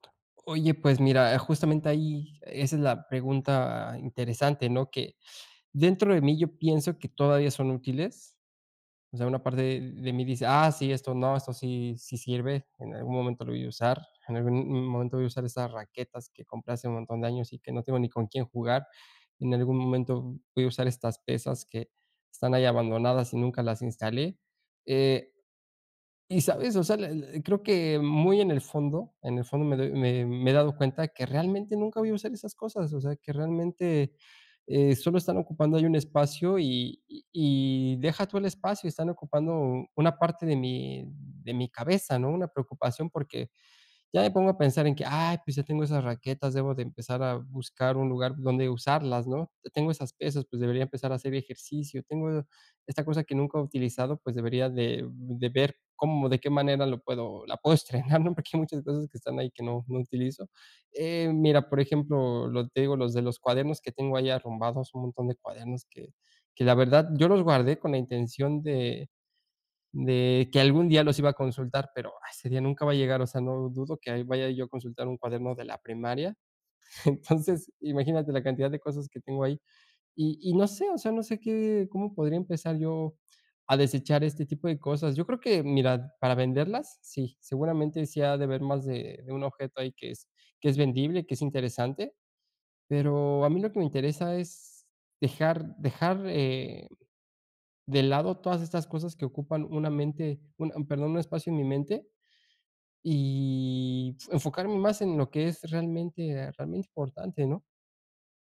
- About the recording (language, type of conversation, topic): Spanish, advice, ¿Cómo puedo vivir con menos y con más intención cada día?
- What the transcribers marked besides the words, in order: other background noise; laughing while speaking: "estrenar"; laughing while speaking: "Entonces"; drawn out: "y"